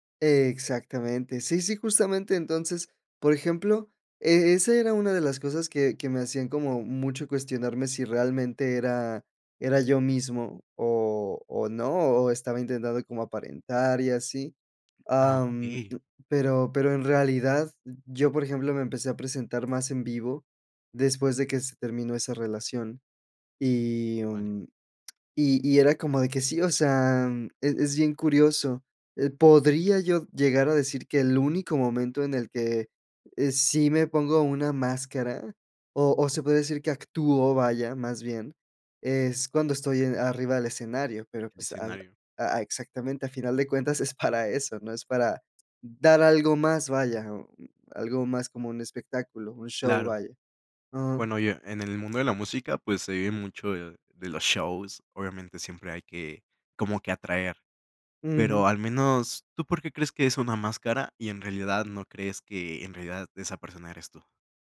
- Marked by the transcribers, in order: tapping; lip smack
- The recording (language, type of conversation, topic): Spanish, podcast, ¿Qué parte de tu trabajo te hace sentir más tú mismo?